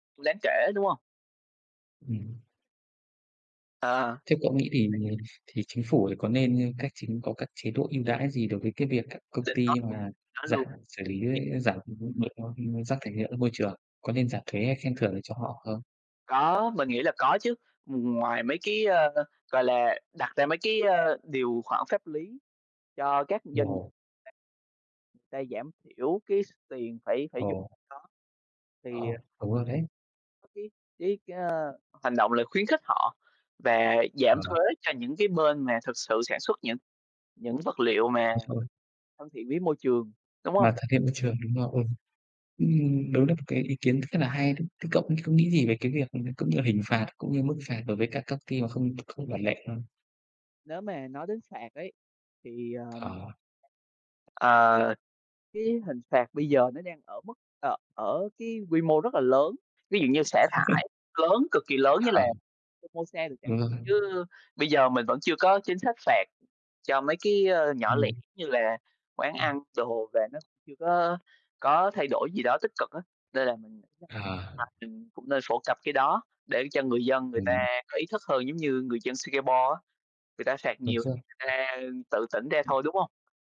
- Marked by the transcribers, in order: tapping; other noise; unintelligible speech; laugh; other background noise
- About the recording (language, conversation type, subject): Vietnamese, unstructured, Làm thế nào để giảm rác thải nhựa trong nhà bạn?